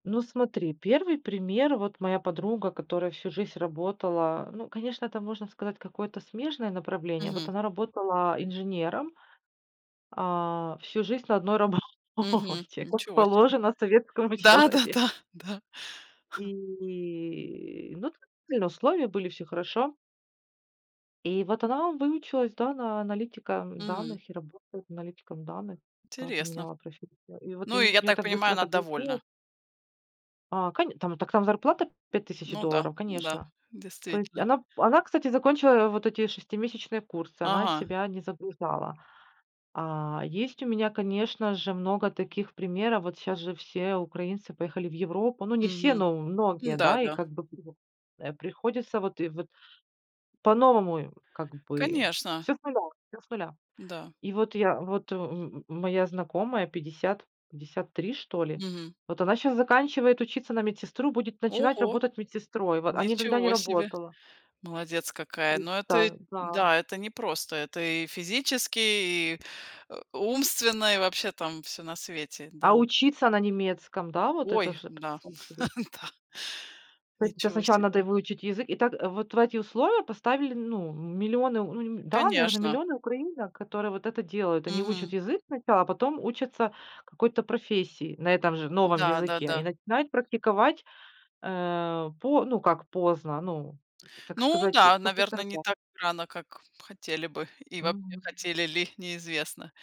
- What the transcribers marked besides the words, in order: "жизнь" said as "жись"; laughing while speaking: "работе"; laughing while speaking: "человеку"; laughing while speaking: "Да-да-да! Да"; drawn out: "И"; unintelligible speech; chuckle; laughing while speaking: "Да"
- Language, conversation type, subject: Russian, podcast, Как ты относишься к идее сменить профессию в середине жизни?